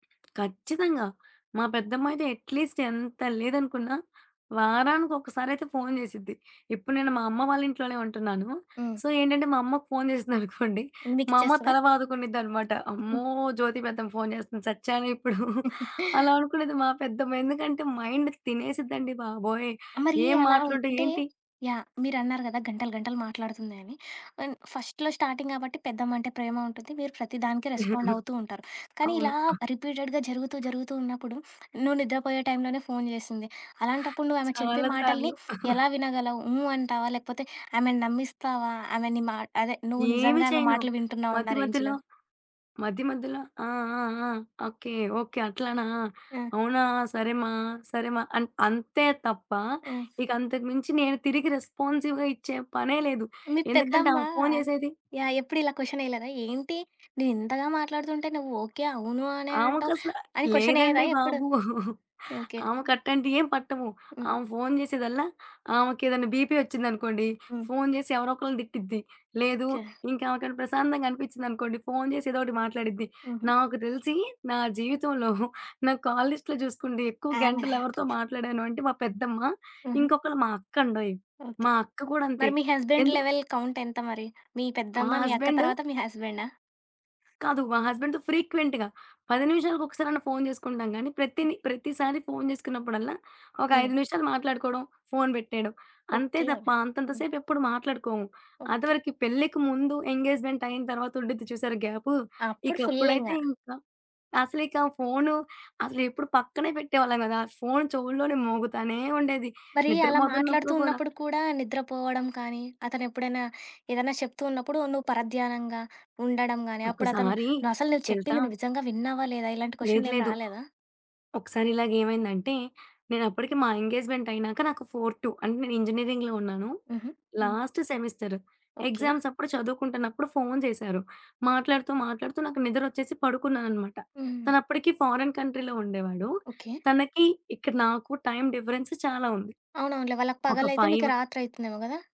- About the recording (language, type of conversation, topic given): Telugu, podcast, ఫోన్‌లో మాట్లాడేటప్పుడు నిజంగా శ్రద్ధగా ఎలా వినాలి?
- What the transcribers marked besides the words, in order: other background noise; in English: "అట్లీస్ట్"; in English: "సో"; laughing while speaking: "చేసిందనుకోండి"; giggle; chuckle; tapping; chuckle; in English: "మైండ్"; in English: "అండ్ ఫస్ట్‌లో స్టార్టింగ్"; chuckle; in English: "రిపీటెడ్‌గా"; chuckle; in English: "రేంజ్‌లో?"; in English: "రెస్పాన్సివ్‌గా"; chuckle; background speech; in English: "బీపీ"; chuckle; in English: "కాల్ లిస్ట్‌లో"; unintelligible speech; in English: "హస్బాండ్ లెవెల్"; in English: "హస్బెండ్‌తో ఫ్రీక్వెంట్‌గా"; in English: "ఇంజినీరింగ్‌లో"; in English: "లాస్ట్"; in English: "ఫారెన్ కంట్రీలో"; in English: "టైమ్ డిఫరెన్స్"; in English: "ఫైవ్"